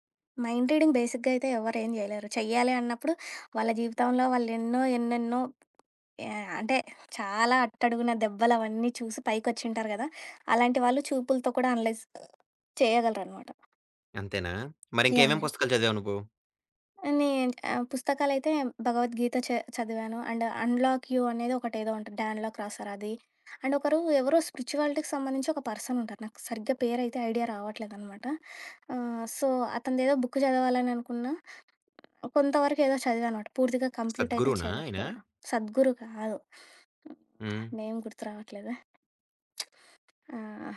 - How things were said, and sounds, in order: in English: "మైండ్ రీడింగ్ బేసిక్‌గా"; tapping; in English: "అనలైజ్"; other background noise; in English: "అండ్"; in English: "అండ్"; in English: "పర్సన్"; in English: "సో"; in English: "బుక్"; in English: "కంప్లీట్"; in English: "నేమ్"
- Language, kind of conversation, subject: Telugu, podcast, సొంతంగా కొత్త విషయం నేర్చుకున్న అనుభవం గురించి చెప్పగలవా?